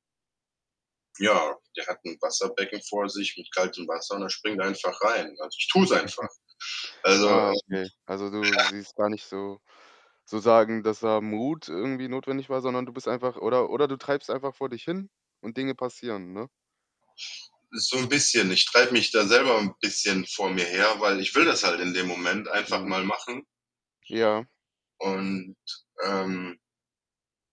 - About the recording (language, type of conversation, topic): German, podcast, Kannst du von einem Zufall erzählen, der dein Leben verändert hat?
- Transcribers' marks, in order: other background noise; chuckle; stressed: "tue"; distorted speech; laughing while speaking: "ja"